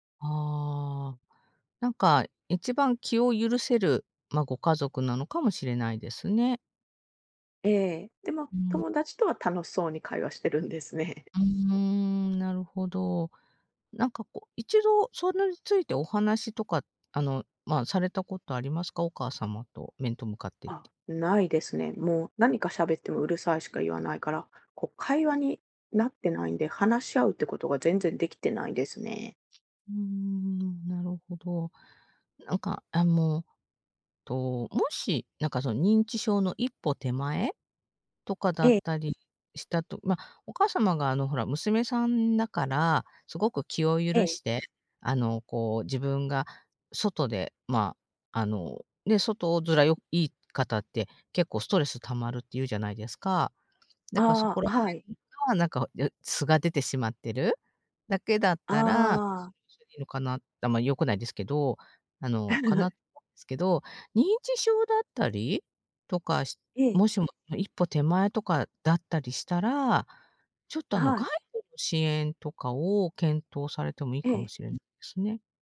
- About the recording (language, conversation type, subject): Japanese, advice, 家族とのコミュニケーションを改善するにはどうすればよいですか？
- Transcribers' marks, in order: laugh; unintelligible speech